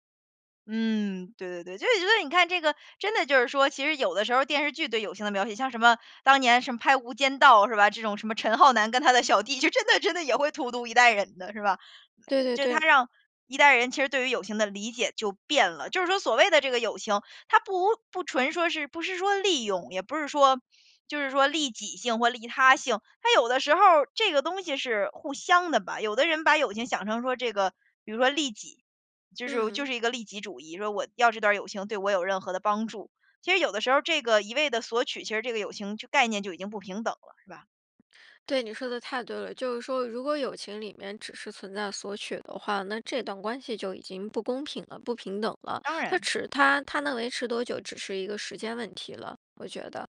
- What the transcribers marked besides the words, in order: joyful: "就真的 真的也会荼毒一代人的"
- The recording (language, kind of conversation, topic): Chinese, podcast, 你觉得什么样的人才算是真正的朋友？